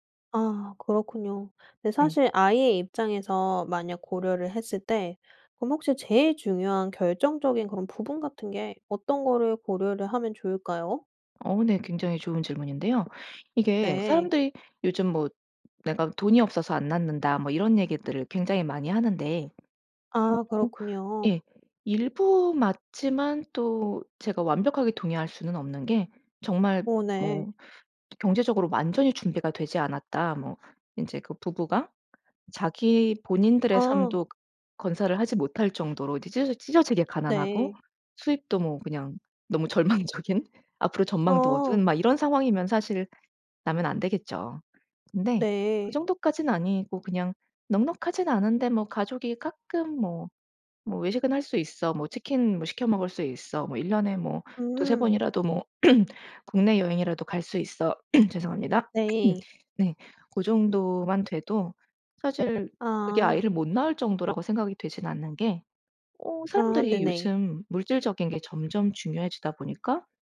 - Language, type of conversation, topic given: Korean, podcast, 아이를 가질지 말지 고민할 때 어떤 요인이 가장 결정적이라고 생각하시나요?
- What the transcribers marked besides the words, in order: tapping; other background noise; laughing while speaking: "절망적인"; throat clearing; throat clearing